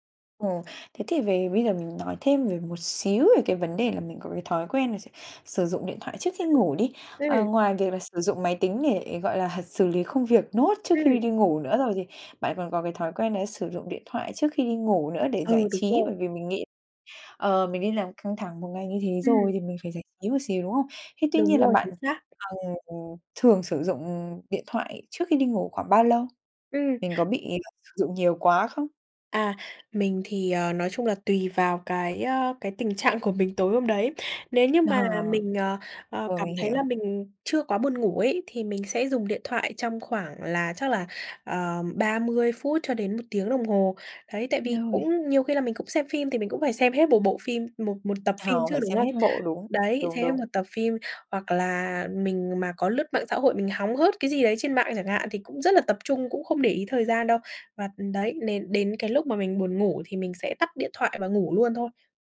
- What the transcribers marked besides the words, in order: tapping; other background noise; horn
- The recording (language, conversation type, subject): Vietnamese, advice, Làm sao để cải thiện giấc ngủ khi tôi bị căng thẳng công việc và hay suy nghĩ miên man?